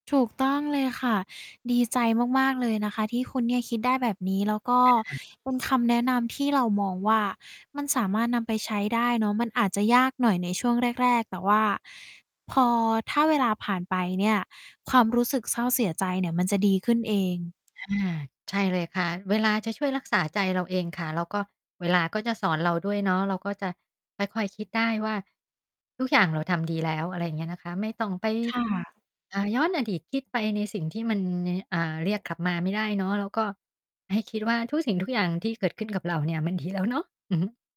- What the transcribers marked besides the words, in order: distorted speech
- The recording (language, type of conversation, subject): Thai, podcast, คุณมองว่าการให้อภัยตัวเองคืออะไร และคุณทำอย่างไรถึงจะให้อภัยตัวเองได้?